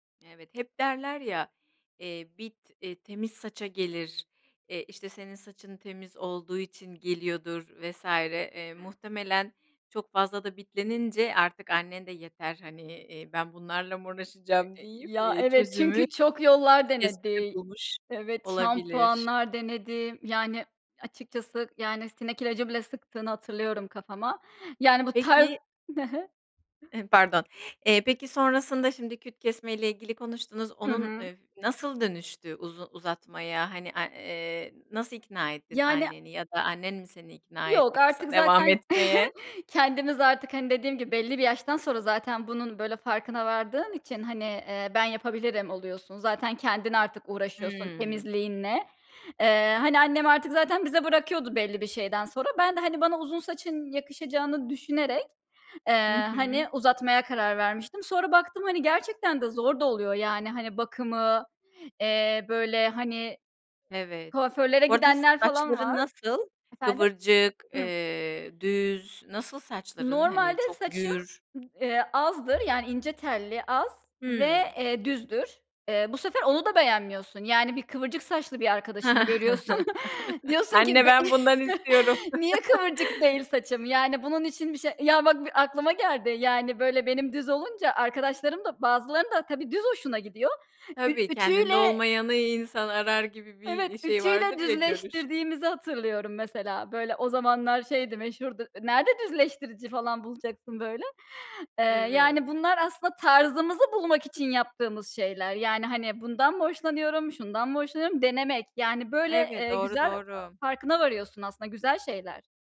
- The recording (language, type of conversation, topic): Turkish, podcast, Tarzın zaman içinde nasıl değişti ve neden böyle oldu?
- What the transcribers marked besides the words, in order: other background noise; tapping; chuckle; chuckle; laughing while speaking: "Anne ben bundan istiyorum"; chuckle